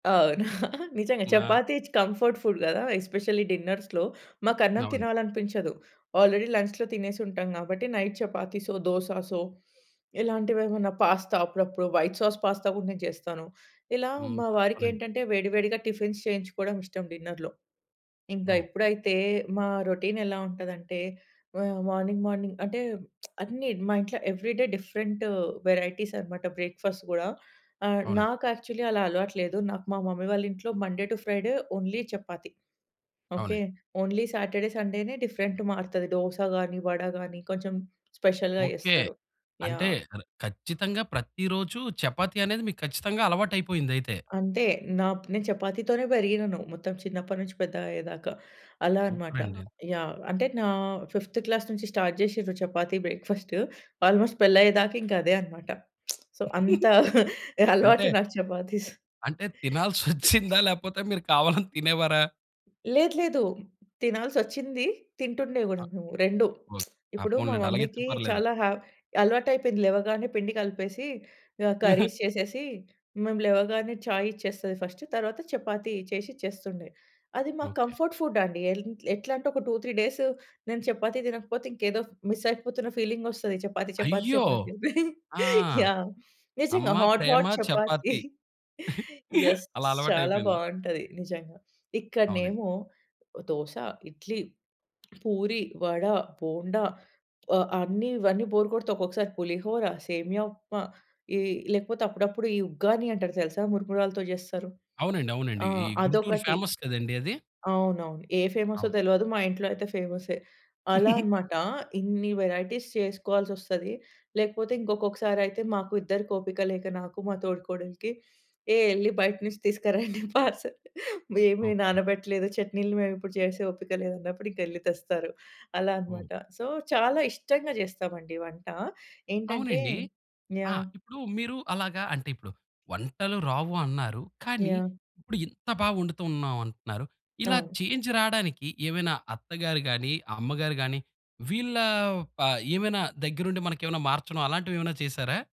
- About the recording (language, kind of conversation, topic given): Telugu, podcast, వంటపై మీకు ప్రత్యేకమైన ప్రేమ ఎందుకు ఉంటుంది?
- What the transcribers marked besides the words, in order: chuckle; in English: "కంఫర్ట్ ఫుడ్"; in English: "ఎస్పెషల్లీ డిన్నర్స్‌లో"; in English: "ఆల్రెడీ లంచ్‌లో"; in English: "నైట్"; in English: "పాస్తా"; in English: "వైట్ సాస్, పాస్తా"; other background noise; in English: "టిఫిన్స్"; in English: "డిన్నర్‌లో"; in English: "రొటీన్"; in English: "మార్నింగ్, మార్నింగ్"; lip smack; in English: "ఎవ్రీ డే"; in English: "వెరైటీస్"; in English: "బ్రేక్‌ఫాస్ట్"; in English: "యాక్చువల్లీ"; in English: "మమ్మీ"; in English: "మండే టూ ఫ్రైడే ఓన్లీ"; in English: "ఓన్లీ సాటర్‌డే"; in English: "డిఫరెంట్"; in English: "స్పెషల్‌గా"; in English: "ఫిఫ్త్ క్లాస్"; in English: "స్టార్ట్"; in English: "ఆల్మోస్ట్"; giggle; lip smack; in English: "సో"; chuckle; laughing while speaking: "తినాల్సొచ్చిందా? లేకపోతే మీరు కావాలని తినేవారా?"; lip smack; in English: "మమ్మీకి"; in English: "కర్రీస్"; chuckle; in Hindi: "ఛాయ్"; in English: "ఫస్ట్"; in English: "కంఫర్ట్ ఫుడ్"; in English: "టూ, త్రీ"; chuckle; in English: "హాట్, హాట్"; in English: "యెస్"; in English: "బోర్"; in English: "ఫేమస్"; chuckle; in English: "వెరైటీస్"; chuckle; in English: "పార్సెల్"; in English: "సో"; in English: "చేంజ్"; tapping